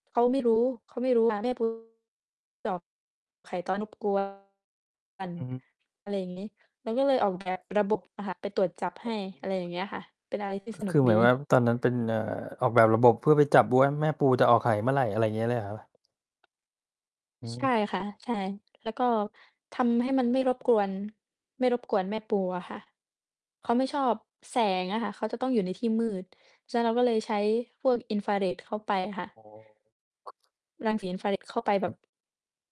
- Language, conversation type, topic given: Thai, unstructured, คุณเคยรู้สึกมีความสุขจากการทำโครงงานในห้องเรียนไหม?
- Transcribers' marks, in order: distorted speech; unintelligible speech; "บู" said as "ดู"; other noise